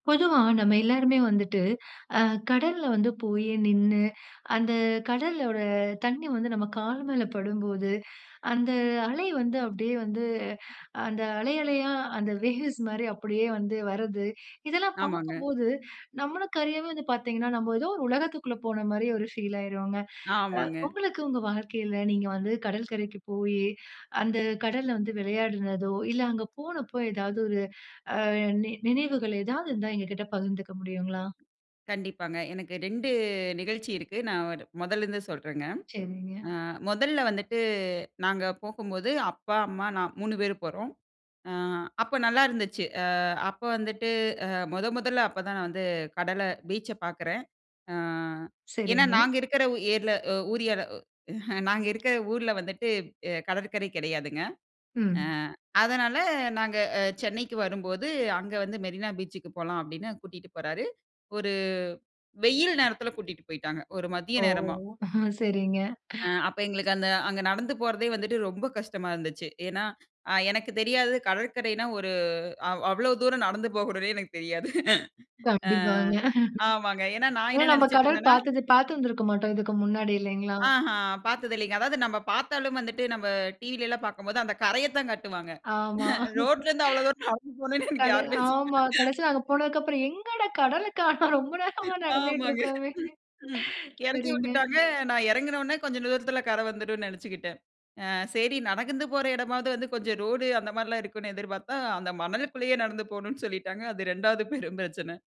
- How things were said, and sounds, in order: laughing while speaking: "வேவ்ஸ் மாரி"; in English: "வேவ்ஸ்"; in English: "ஃபீல்"; "ஊர்ல" said as "ஏர்ல"; "ஏரியால" said as "ஊரியால"; chuckle; laughing while speaking: "சரிங்க"; laughing while speaking: "தெரியாது"; laughing while speaking: "கண்டிப்பாங்க"; laugh; laughing while speaking: "ரோட்லேருந்து அவ்ளோ தூரம் நடந்து போணும்னு எனக்கு யாருமே சொல்லல"; laughing while speaking: "எங்கடா! கடலக்காணோம் ரொம்ப நேரமா நடந்துட்டு இருக்கோமே! சரிங்க"; laughing while speaking: "ஆமாங்க. ம்"; "நடந்து" said as "நடகந்து"; laughing while speaking: "பெரும் பிரச்சனை"
- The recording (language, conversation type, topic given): Tamil, podcast, கடல் அலைகள் சிதறுவதைக் காணும் போது உங்களுக்கு என்ன உணர்வு ஏற்படுகிறது?